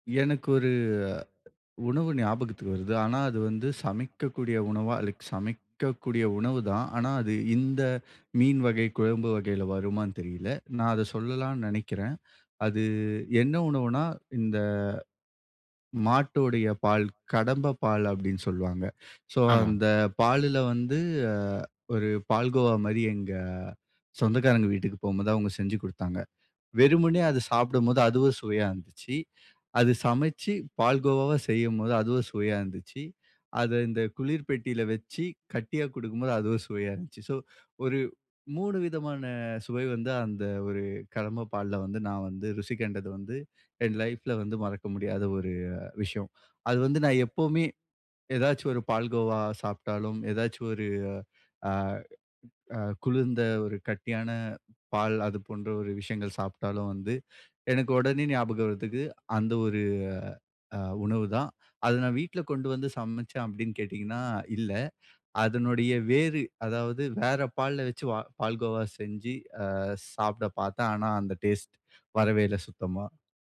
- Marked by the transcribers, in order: none
- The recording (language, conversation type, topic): Tamil, podcast, பழமையான குடும்ப சமையல் செய்முறையை நீங்கள் எப்படி பாதுகாத்துக் கொள்வீர்கள்?